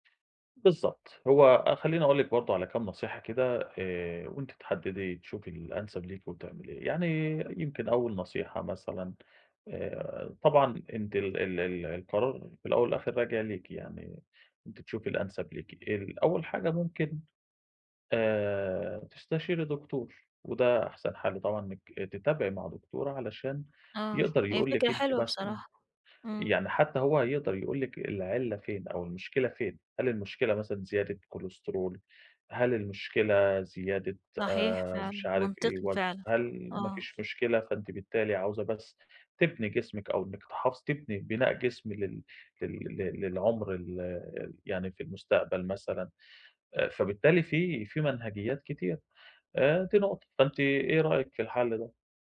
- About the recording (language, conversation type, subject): Arabic, advice, إزاي أتعامل مع لخبطة نصايح الرجيم المتضاربة من أهلي وأصحابي؟
- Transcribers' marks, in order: none